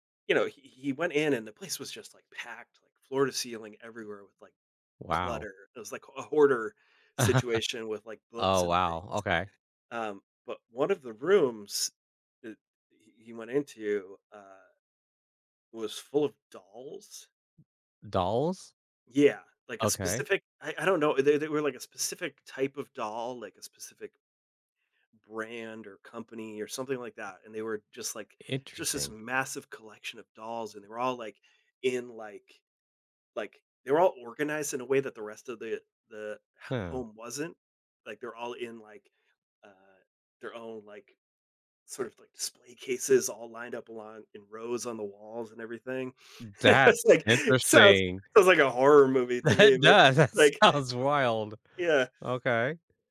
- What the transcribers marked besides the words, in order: chuckle; laughing while speaking: "It's like sounds"; laughing while speaking: "That does. That sounds"
- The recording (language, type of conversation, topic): English, unstructured, Why do people choose unique or unconventional hobbies?
- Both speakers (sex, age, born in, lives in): male, 45-49, United States, United States; male, 60-64, United States, United States